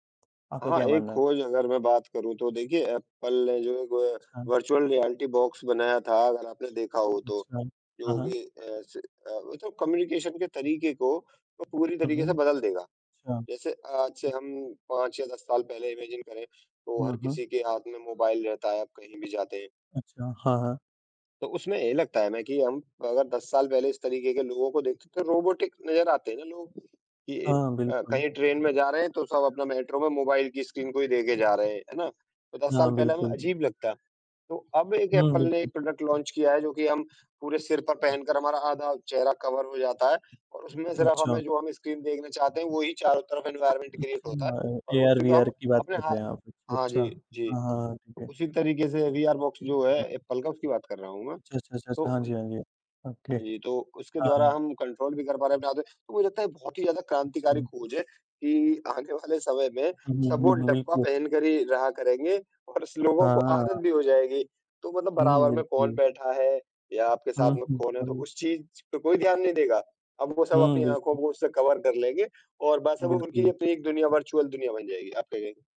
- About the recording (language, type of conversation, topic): Hindi, unstructured, पुराने समय की कौन-सी ऐसी खोज थी जिसने लोगों का जीवन बदल दिया?
- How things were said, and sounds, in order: in English: "कम्युनिकेशन"; other background noise; in English: "इमैजिन"; in English: "रोबाटिक"; in English: "प्रोडक्ट लॉन्च"; in English: "कवर"; in English: "एनवायरनमेंट क्रिएट"; in English: "ओके"; in English: "कंट्रोल"; laughing while speaking: "आने वाले"; in English: "कवर"; in English: "वर्चुअल"